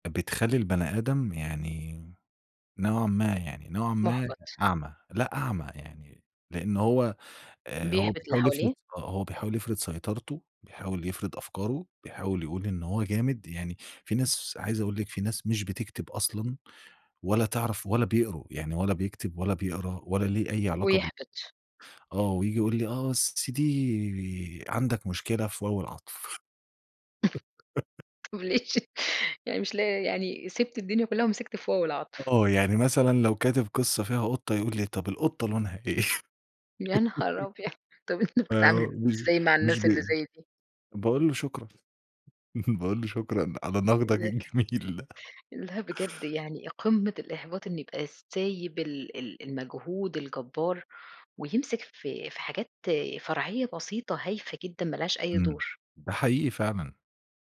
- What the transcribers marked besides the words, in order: tapping; unintelligible speech; chuckle; unintelligible speech; laugh; laugh; chuckle; other noise; unintelligible speech; laughing while speaking: "الجميل ده"; laugh
- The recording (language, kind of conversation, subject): Arabic, podcast, إزاي بتتغلّب على البلوك الإبداعي؟